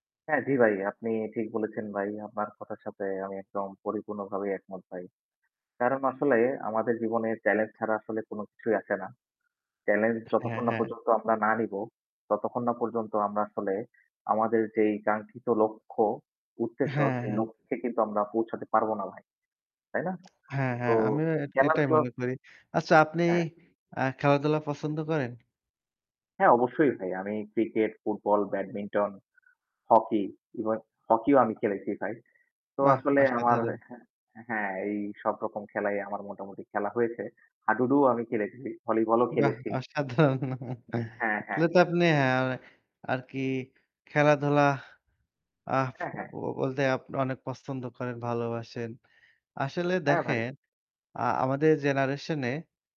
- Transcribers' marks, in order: static; other background noise; tapping; laughing while speaking: "অসাধারণ"; chuckle
- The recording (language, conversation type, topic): Bengali, unstructured, খেলাধুলার মাধ্যমে আপনার জীবনে কী কী পরিবর্তন এসেছে?